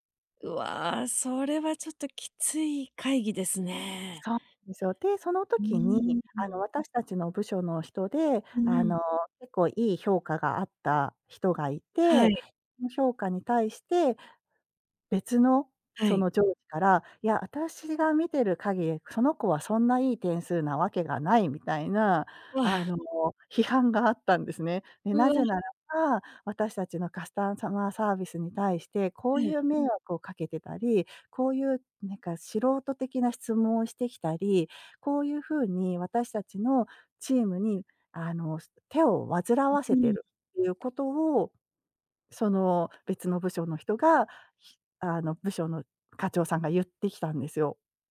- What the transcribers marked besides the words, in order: other background noise; "カスタマーサービス" said as "カスターサマーサービス"; tapping
- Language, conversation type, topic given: Japanese, advice, 公の場で批判的なコメントを受けたとき、どのように返答すればよいでしょうか？